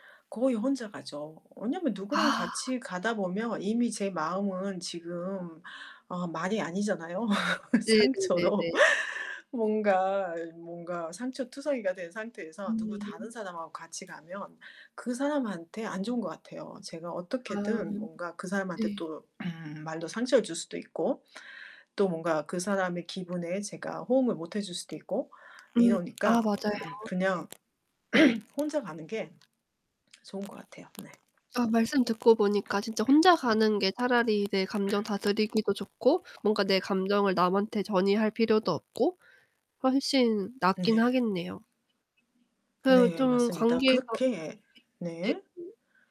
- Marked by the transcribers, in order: static; distorted speech; laugh; laughing while speaking: "상처로"; other background noise; throat clearing; throat clearing; background speech; throat clearing; swallow
- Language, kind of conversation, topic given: Korean, podcast, 관계에서 상처를 받았을 때는 어떻게 회복하시나요?